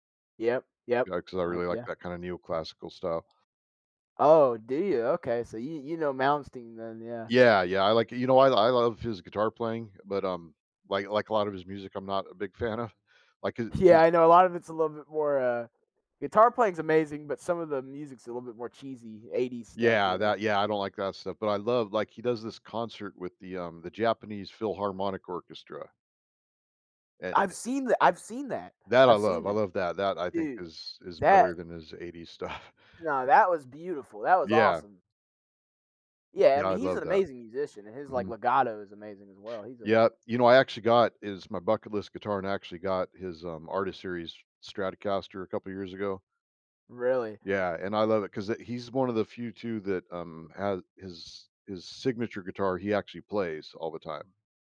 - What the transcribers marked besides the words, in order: laughing while speaking: "of"; laughing while speaking: "Yeah"; laughing while speaking: "stuff"
- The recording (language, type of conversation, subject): English, unstructured, How has modern technology transformed the way you go about your day?
- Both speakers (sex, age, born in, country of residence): male, 20-24, United States, United States; male, 55-59, United States, United States